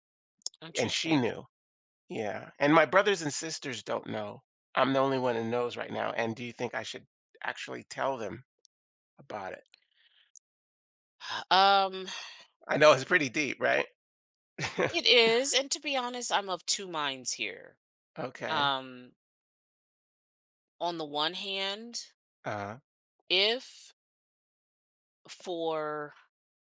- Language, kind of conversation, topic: English, advice, How should I tell my parents about a serious family secret?
- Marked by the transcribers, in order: tapping; other background noise; sigh; chuckle